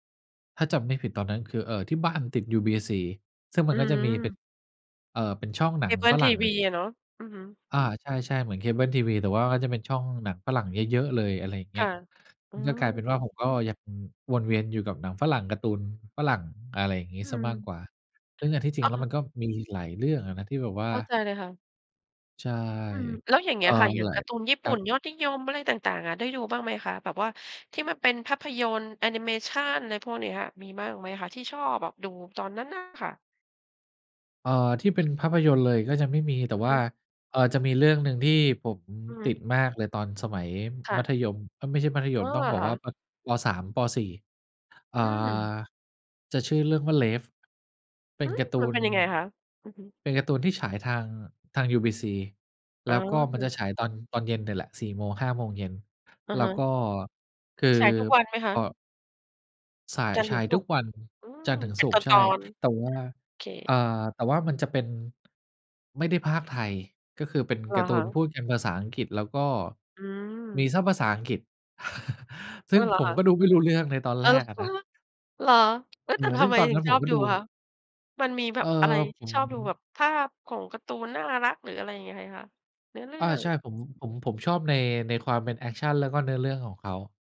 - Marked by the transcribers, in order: other background noise; other noise; put-on voice: "อืม"; chuckle; chuckle
- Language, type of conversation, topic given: Thai, podcast, หนังเรื่องไหนทำให้คุณคิดถึงความทรงจำเก่าๆ บ้าง?